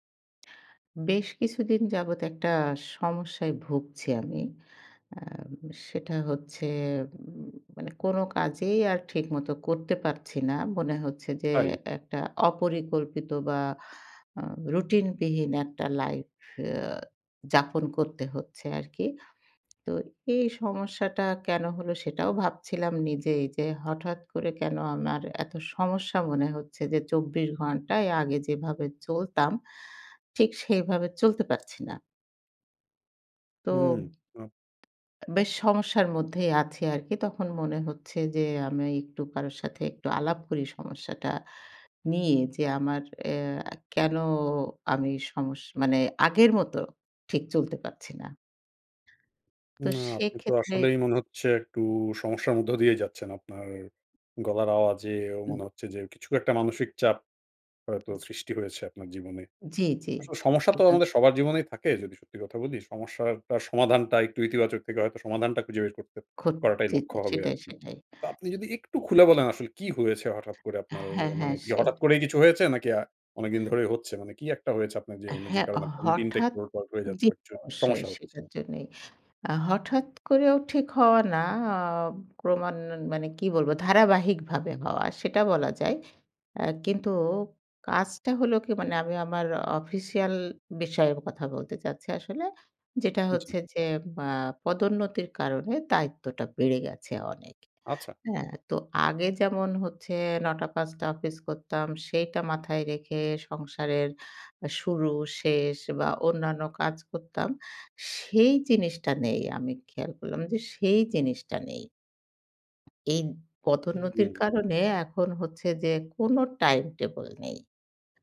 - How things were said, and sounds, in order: inhale; sad: "মানে কোন কাজেই আর ঠিকমতো … করতে হচ্ছে আরকি"; tapping; other background noise; unintelligible speech
- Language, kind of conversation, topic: Bengali, advice, নতুন শিশু বা বড় দায়িত্বের কারণে আপনার আগের রুটিন ভেঙে পড়লে আপনি কীভাবে সামলাচ্ছেন?